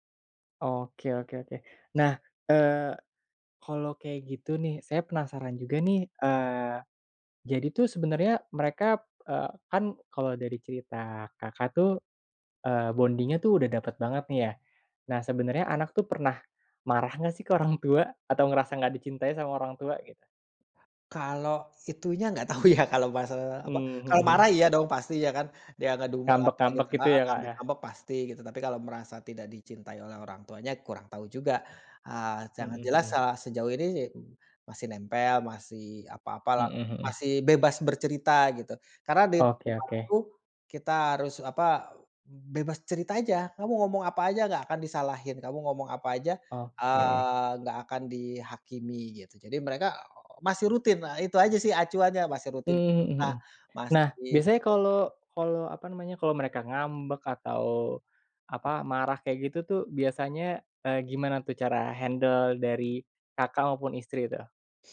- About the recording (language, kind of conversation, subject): Indonesian, podcast, Bagaimana tindakan kecil sehari-hari bisa membuat anak merasa dicintai?
- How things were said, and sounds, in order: in English: "bonding-nya"; laughing while speaking: "tahu"; other background noise; in English: "handle"